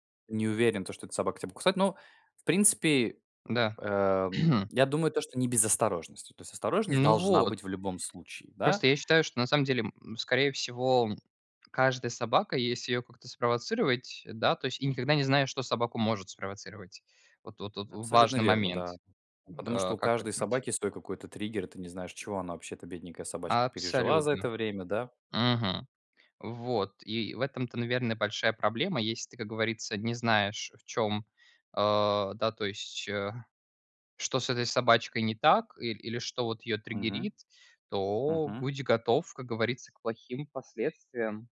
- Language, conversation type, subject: Russian, unstructured, Как справляться со страхом перед большими собаками?
- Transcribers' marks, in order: throat clearing